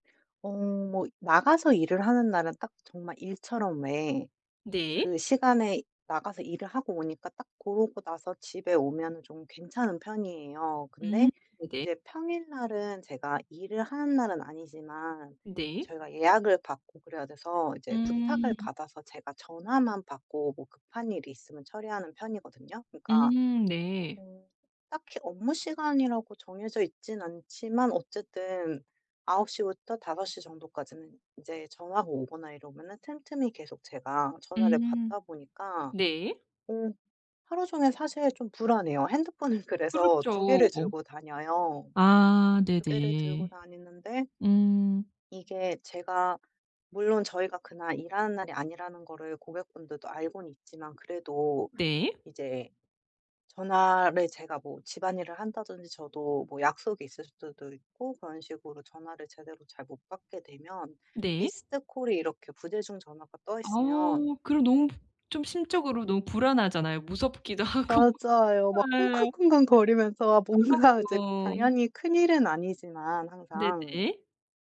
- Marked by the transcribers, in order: other background noise; laughing while speaking: "핸드폰을"; in English: "missed call이"; laughing while speaking: "하고"; laughing while speaking: "뭔가"
- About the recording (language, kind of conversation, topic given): Korean, advice, 일과 개인 생활의 경계를 어떻게 설정하면 좋을까요?